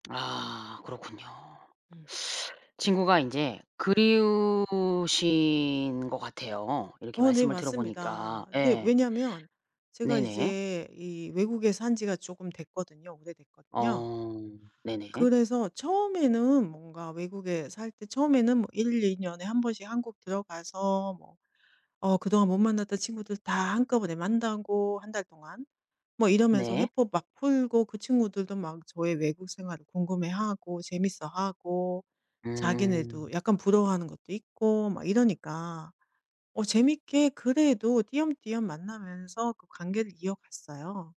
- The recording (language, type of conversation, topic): Korean, advice, 친구들과 점점 멀어지는 느낌이 드는 이유는 무엇인가요?
- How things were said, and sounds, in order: other background noise